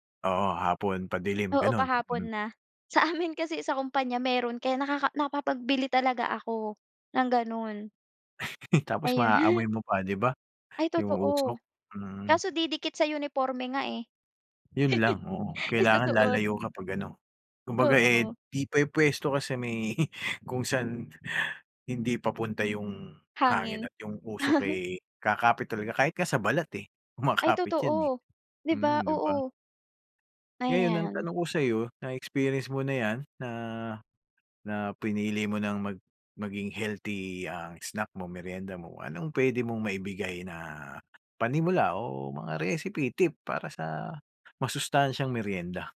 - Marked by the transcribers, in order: other background noise; laugh; laughing while speaking: "Ayun"; laugh; laugh; tapping
- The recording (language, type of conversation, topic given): Filipino, podcast, Ano ang ginagawa mo kapag nagugutom ka at gusto mong magmeryenda pero masustansiya pa rin?